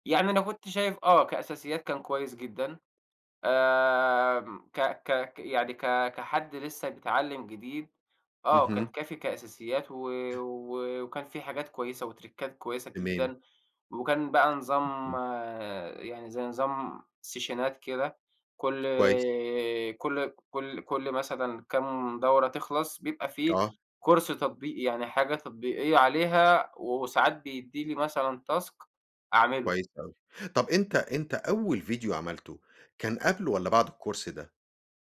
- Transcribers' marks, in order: other background noise; in English: "وترِكّات"; in English: "سيشنات"; tapping; in English: "كورس"; in English: "task"; in English: "الكورس"
- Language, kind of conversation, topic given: Arabic, podcast, إزاي اتعلمت تعمل فيديوهات وتعمل مونتاج؟